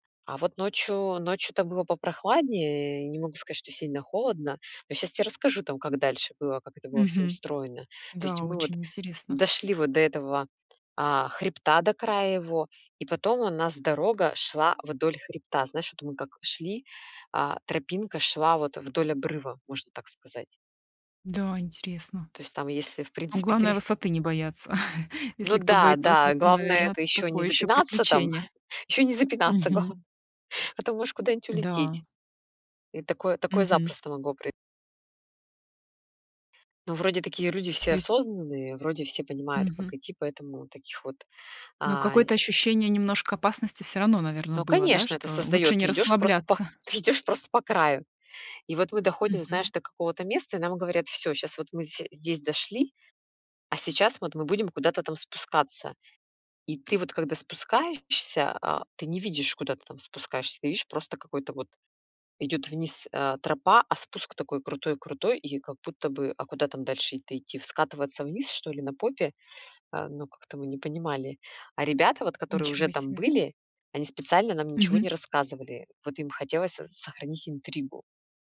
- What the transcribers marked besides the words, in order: tapping; chuckle; laughing while speaking: "там, ещё не запинаться главное"; other background noise
- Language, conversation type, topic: Russian, podcast, Что вам больше всего запомнилось в вашем любимом походе?